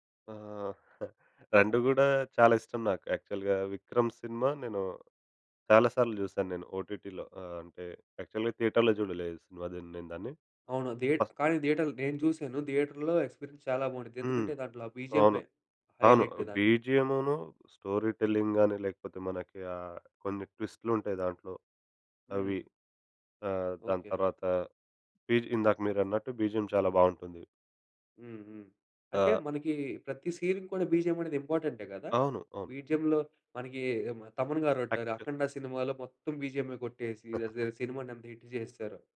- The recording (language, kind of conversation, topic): Telugu, podcast, సినిమాకు ఏ రకమైన ముగింపు ఉంటే బాగుంటుందని మీకు అనిపిస్తుంది?
- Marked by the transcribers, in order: chuckle; in English: "యాక్చువల్‌గా"; in English: "ఓటిటిలో"; in English: "యాక్చువల్‌గా థియేటర్‌లో"; in English: "ఫస్ట్"; in English: "థియేటర్‌లో"; in English: "థియేటర్‌లో ఎక్స్పీరియన్స్"; in English: "హైలైట్"; in English: "స్టోరీ టెల్లింగ్"; in English: "బీజీ"; in English: "బీజీఎమ్"; other background noise; in English: "సీన్‌కి"; in English: "బీజీఎం"; in English: "బీజీఎంలో"; in English: "ఆక్చువల్"; chuckle; in English: "హిట్"